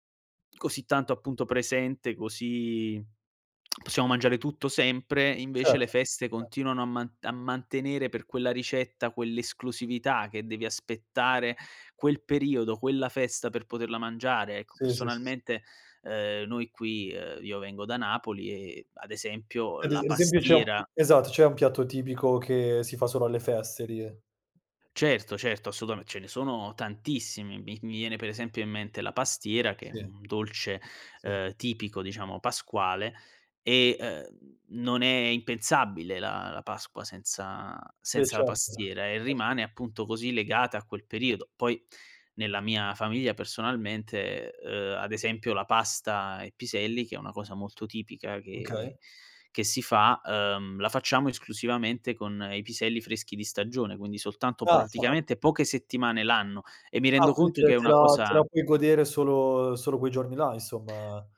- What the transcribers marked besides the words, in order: lip smack; other background noise; "assolutame" said as "assutame"; "Sì" said as "ì"; unintelligible speech
- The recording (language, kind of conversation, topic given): Italian, podcast, Qual è il ruolo delle feste nel legame col cibo?